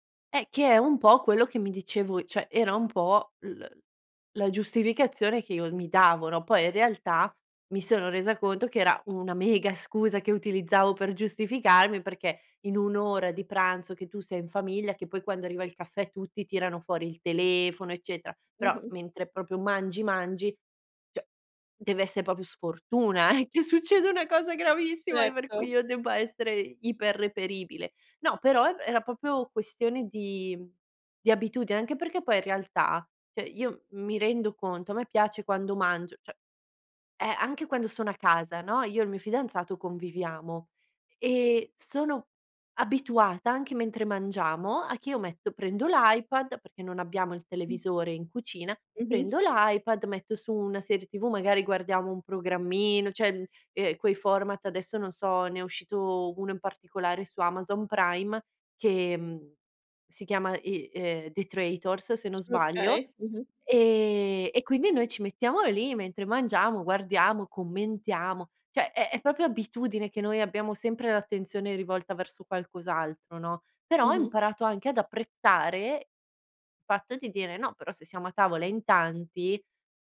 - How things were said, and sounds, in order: laughing while speaking: "succeda una cosa gravissima per cui io debba essere"; other background noise; tapping
- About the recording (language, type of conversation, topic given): Italian, podcast, Ti capita mai di controllare lo smartphone mentre sei con amici o famiglia?